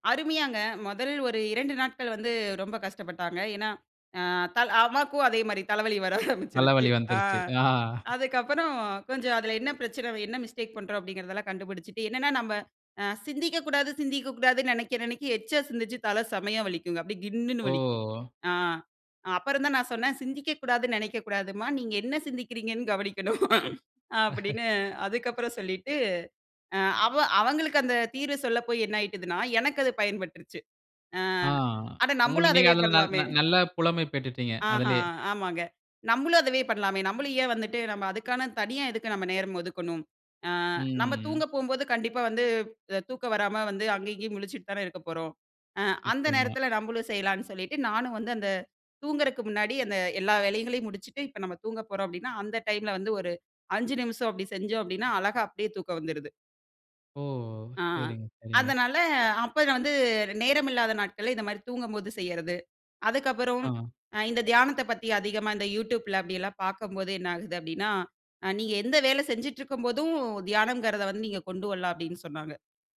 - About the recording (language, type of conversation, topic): Tamil, podcast, தியானத்துக்கு நேரம் இல்லையெனில் என்ன செய்ய வேண்டும்?
- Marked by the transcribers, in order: laughing while speaking: "ஆரம்பிச்சுருச்சு"; chuckle; drawn out: "ஓ!"; chuckle; drawn out: "ம்"; other background noise